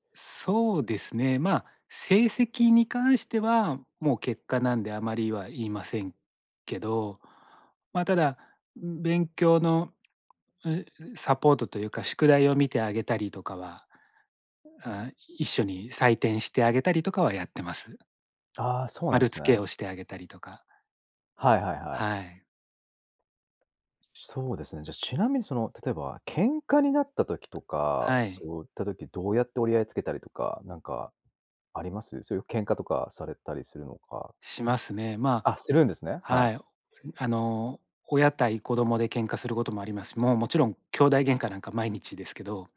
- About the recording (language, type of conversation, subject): Japanese, podcast, 家事の分担はどうやって決めていますか？
- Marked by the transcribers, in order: other background noise; tapping